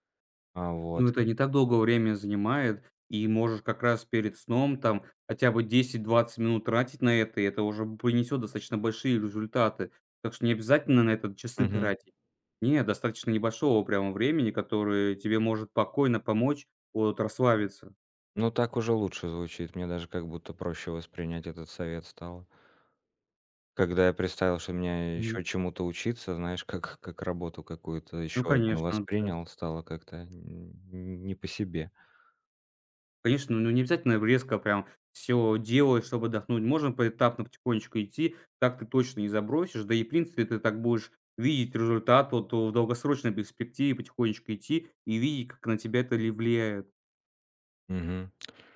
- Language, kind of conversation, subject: Russian, advice, Как чувство вины во время перерывов мешает вам восстановить концентрацию?
- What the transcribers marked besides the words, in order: "спокойно" said as "покойно"; other background noise